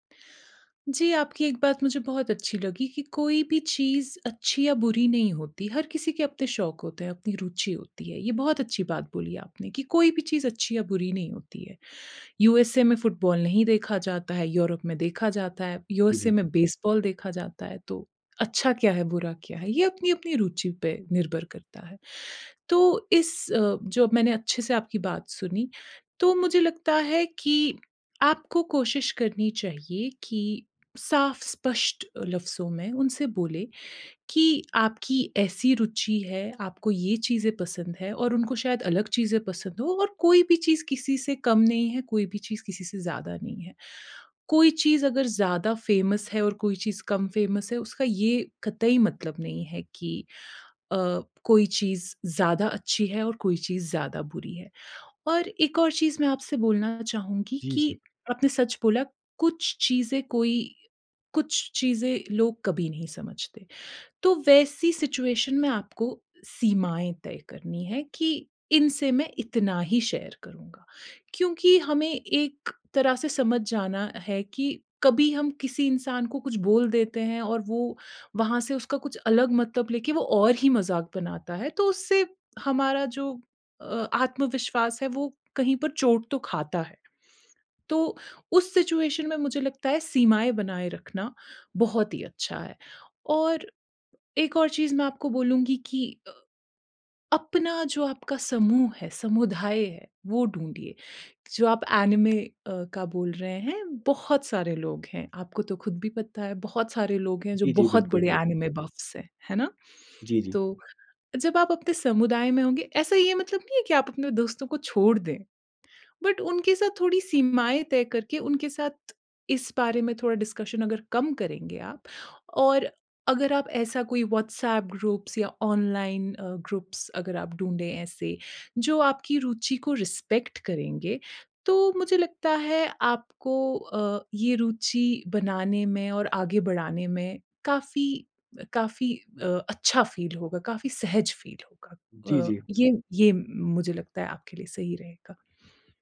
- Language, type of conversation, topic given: Hindi, advice, दोस्तों के बीच अपनी अलग रुचि क्यों छुपाते हैं?
- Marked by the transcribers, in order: in English: "फ़ेमस"; in English: "फ़ेमस"; in English: "सिचुएशन"; in English: "शेयर"; in English: "सिचुएशन"; in English: "एनिमे"; in English: "एनिमे बफ़्स"; in English: "बट"; in English: "डिस्कशन"; in English: "ग्रुप्स"; in English: "ग्रुप्स"; in English: "रिस्पेक्ट"; in English: "फ़ील"; in English: "फ़ील"